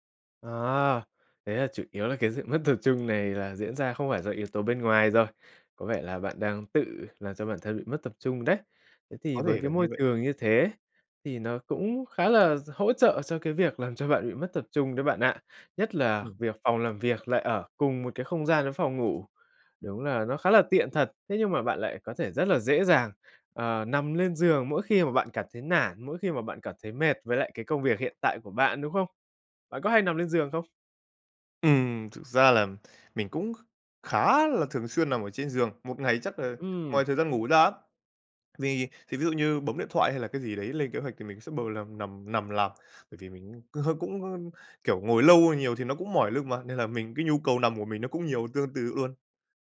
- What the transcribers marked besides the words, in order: tapping; other background noise
- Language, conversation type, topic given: Vietnamese, advice, Làm thế nào để bớt bị gián đoạn và tập trung hơn để hoàn thành công việc?